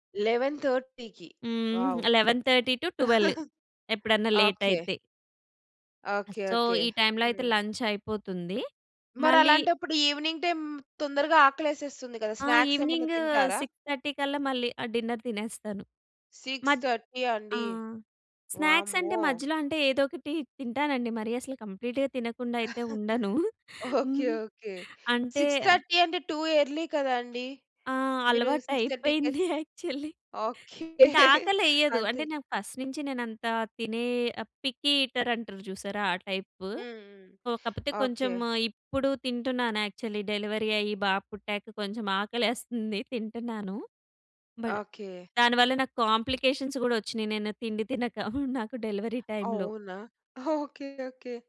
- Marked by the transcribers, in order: in English: "లెవెన్ థర్టీకి? వావ్!"; in English: "లెవెన్ థర్టీ టు ట్వెల్వ్"; chuckle; in English: "లేట్"; other noise; in English: "టైమ్‌లో"; in English: "లంచ్"; in English: "ఈవెనింగ్ టైమ్"; in English: "స్నాక్స్"; in English: "డిన్నర్"; in English: "స్నాక్స్"; chuckle; in English: "కంప్లీట్‌గా"; chuckle; in English: "టూ ఎర్లీ"; laughing while speaking: "అయిపోయింది యాక్చువల్లి"; in English: "యాక్చువల్లి"; chuckle; in English: "ఫస్ట్"; in English: "పికీ ఈటర్"; in English: "యాక్చువల్లి. డెలివరీ"; in English: "బట్"; in English: "కాంప్లికేషన్స్"; laughing while speaking: "నాకు డెలివరీ టైమ్‌లో"; in English: "డెలివరీ టైమ్‌లో"
- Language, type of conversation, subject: Telugu, podcast, బడ్జెట్‌లో ఆరోగ్యకరంగా తినడానికి మీ సూచనలు ఏమిటి?